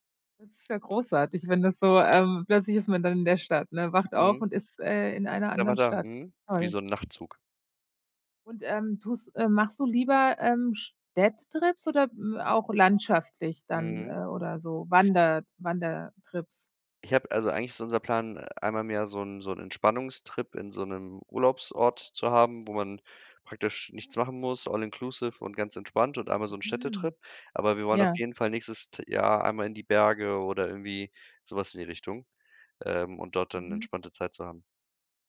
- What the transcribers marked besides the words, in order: none
- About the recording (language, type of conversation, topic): German, podcast, Was ist dein wichtigster Reisetipp, den jeder kennen sollte?